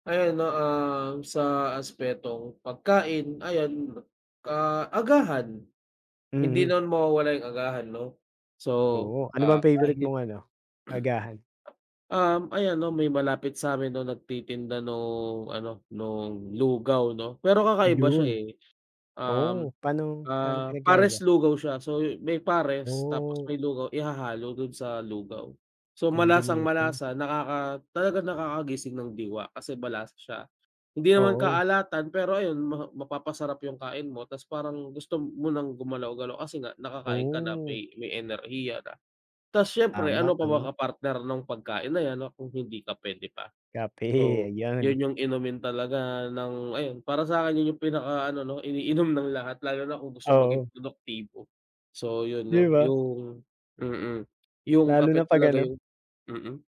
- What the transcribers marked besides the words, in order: throat clearing; tapping
- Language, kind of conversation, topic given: Filipino, unstructured, Ano ang paborito mong gawin tuwing umaga para maging masigla?